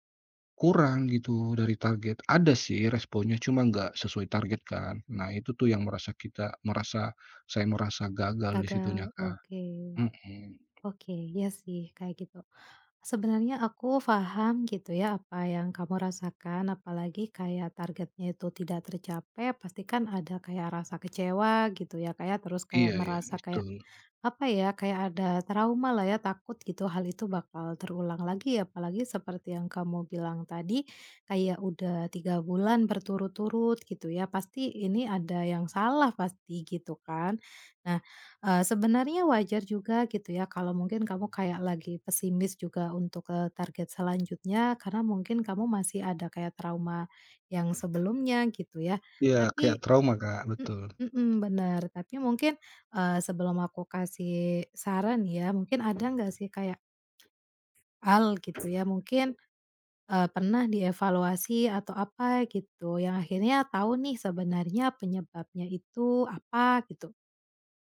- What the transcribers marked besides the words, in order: tapping; other background noise
- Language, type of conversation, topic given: Indonesian, advice, Bagaimana sebaiknya saya menyikapi perasaan gagal setelah peluncuran produk yang hanya mendapat sedikit respons?